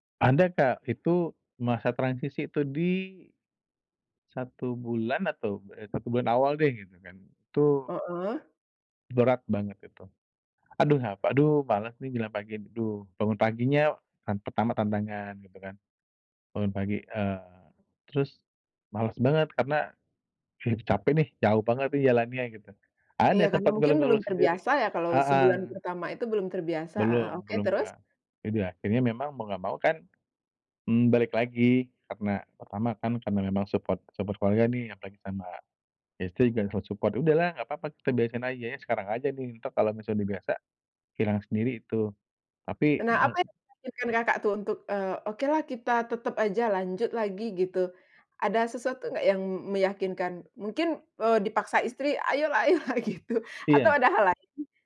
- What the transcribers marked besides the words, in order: tapping; in English: "support support"; unintelligible speech; in English: "support"; unintelligible speech; laughing while speaking: "ayolah ayolah gitu"
- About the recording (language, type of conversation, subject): Indonesian, podcast, Bagaimana cara kamu mulai membangun kebiasaan baru?